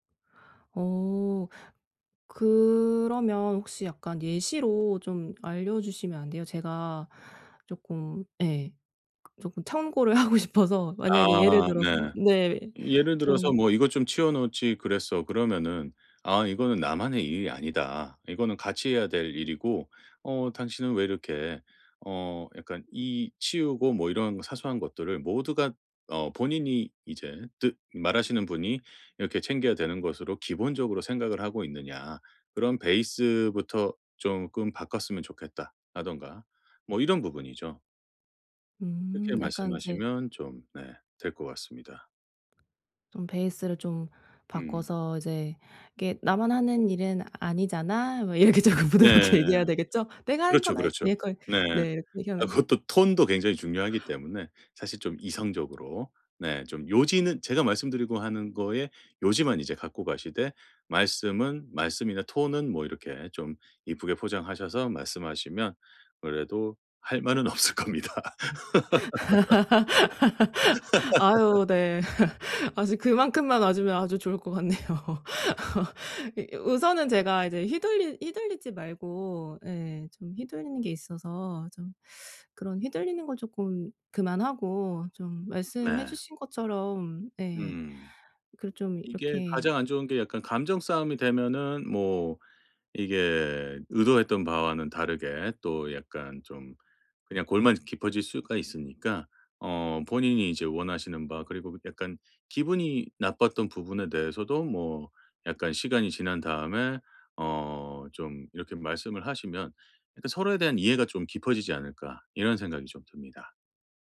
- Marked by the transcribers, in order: tapping; laughing while speaking: "하고"; laughing while speaking: "이렇게 쪼끔 부드럽게"; unintelligible speech; laughing while speaking: "그것도"; other background noise; laugh; laughing while speaking: "없을 겁니다"; laugh; laughing while speaking: "같네요"; laugh; teeth sucking
- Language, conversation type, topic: Korean, advice, 다른 사람의 비판을 어떻게 하면 침착하게 받아들일 수 있을까요?